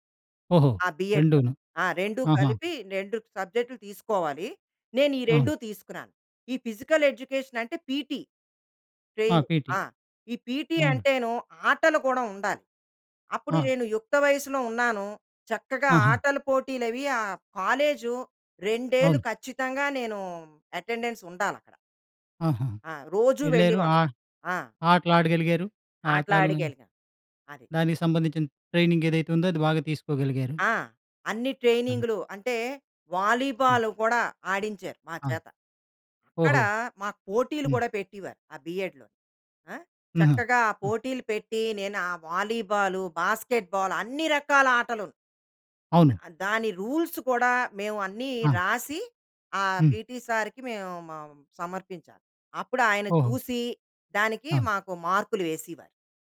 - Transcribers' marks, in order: in English: "బిఎడ్"; in English: "ఫిజికల్ ఎడ్యుకేషన్"; in English: "పిటీ, ట్రైనింగ్"; in English: "పీటీ"; in English: "పిటీ"; in English: "అటెండెన్స్"; in English: "ట్రైనింగ్"; in English: "బిఎడ్‌లో"; in English: "రూల్స్"; in English: "పీటీ"
- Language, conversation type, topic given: Telugu, podcast, మీరు గర్వపడే ఒక ఘట్టం గురించి వివరించగలరా?
- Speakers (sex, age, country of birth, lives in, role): female, 55-59, India, India, guest; male, 50-54, India, India, host